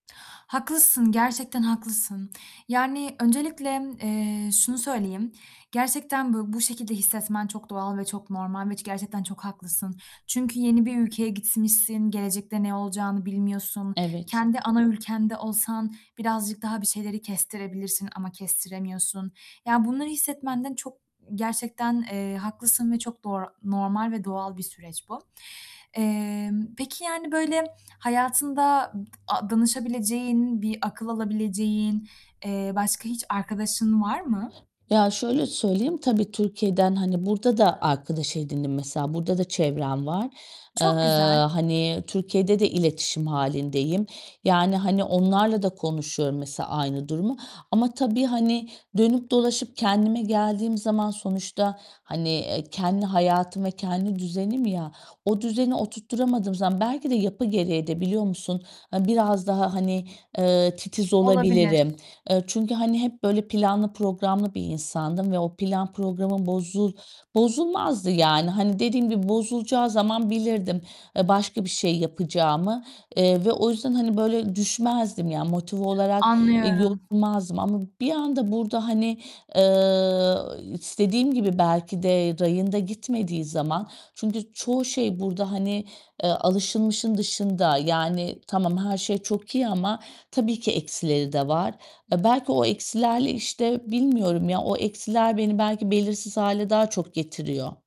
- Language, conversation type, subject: Turkish, advice, Bilinmezlikle yüzleşirken nasıl daha sakin ve güçlü hissedebilirim?
- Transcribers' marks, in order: other background noise; tapping; static; distorted speech